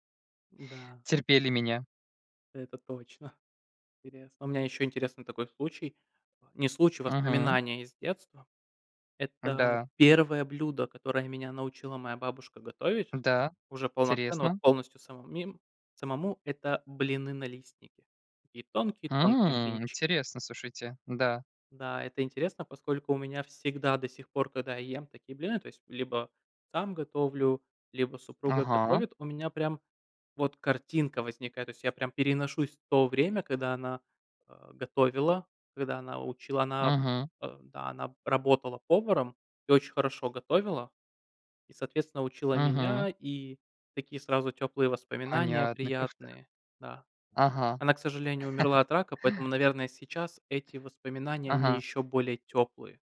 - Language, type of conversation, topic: Russian, unstructured, Какой вкус напоминает тебе о детстве?
- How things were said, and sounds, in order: laugh